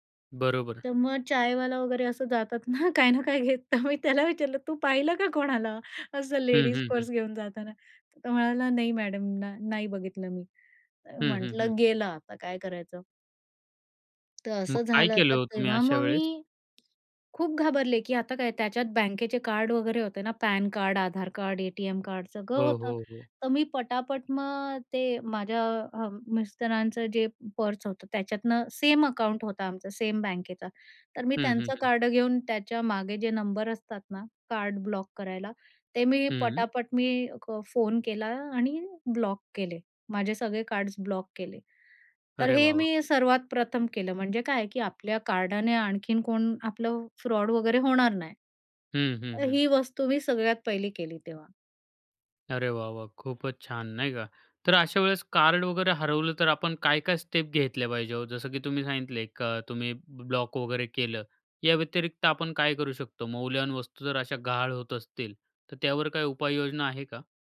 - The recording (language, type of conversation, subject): Marathi, podcast, प्रवासात पैसे किंवा कार्ड हरवल्यास काय करावे?
- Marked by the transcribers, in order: laughing while speaking: "ना काय ना काय घेत … पर्स घेऊन जाताना?"; other background noise; in English: "फ्रॉड"; in English: "स्टेप"